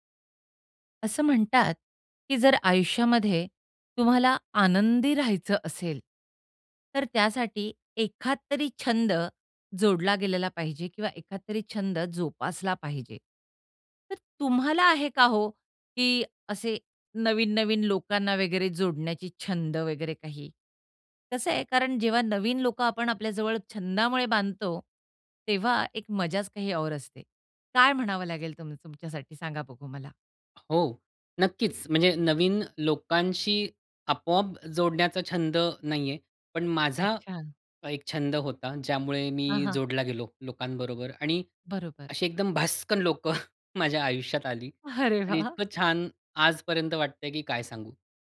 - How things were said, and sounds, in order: other background noise; laughing while speaking: "माझ्या आयुष्यात आली"; laughing while speaking: "अरे वाह!"
- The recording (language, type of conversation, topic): Marathi, podcast, छंदांमुळे तुम्हाला नवीन ओळखी आणि मित्र कसे झाले?